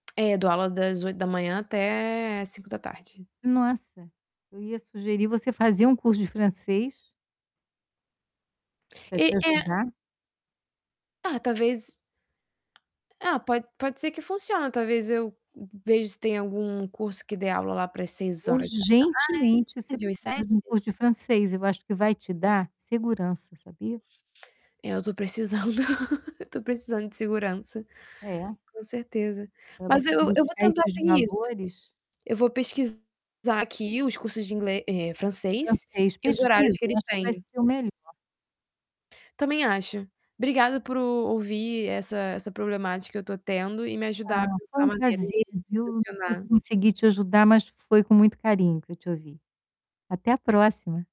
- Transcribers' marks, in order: tapping; distorted speech; laugh; static
- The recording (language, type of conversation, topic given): Portuguese, advice, Como posso me sentir valioso mesmo quando não atinjo minhas metas?